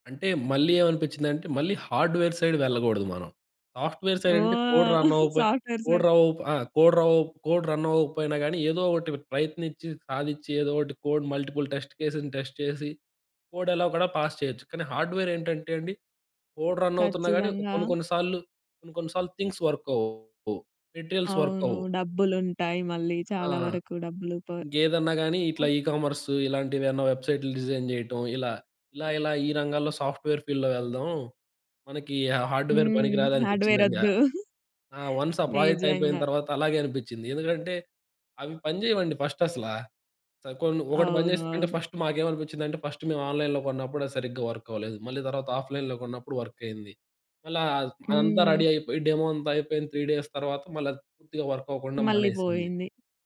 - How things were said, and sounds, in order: in English: "హార్డ్‌వేర్ సైడ్"; in English: "సాఫ్ట్‌వేర్ సైడ్"; tapping; chuckle; in English: "సాఫ్ట్‌వేర్ సైడ్"; in English: "కోడ్ రన్"; in English: "కోడ్ ర ఓప్"; in English: "కోడ్ ర ఓప్ కోడ్ రన్"; in English: "కోడ్ మల్టిపుల్ టెస్ట్ కేస్‌ని టెస్ట్"; in English: "కోడ్"; in English: "పాస్"; in English: "హార్డ్‌వేర్"; in English: "కోడ్ రన్"; in English: "థింగ్స్ వర్క్"; in English: "మెటీరియల్స్ వర్క్"; in English: "వెబ్‌సైట్స్ డిజైన్"; in English: "సాఫ్ట్‌వేర్ ఫీల్డ్‌లో"; in English: "హా హార్డ్‌వేర్"; in English: "వన్స్"; in English: "ప్రాజెక్ట్"; giggle; in English: "ఫస్ట్"; in English: "ఫస్ట్"; in English: "ఫస్ట్"; in English: "ఆన్‌లైన్‌లో"; in English: "ఆఫ్‌లైన్‌లో"; in English: "డెమో"; in English: "త్రీ డేస్"; in English: "వర్క్"
- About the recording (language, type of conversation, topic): Telugu, podcast, చిన్న ప్రాజెక్టులతో నైపుణ్యాలను మెరుగుపరుచుకునేందుకు మీరు ఎలా ప్రణాళిక వేసుకుంటారు?
- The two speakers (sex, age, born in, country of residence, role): female, 20-24, India, India, host; male, 20-24, India, India, guest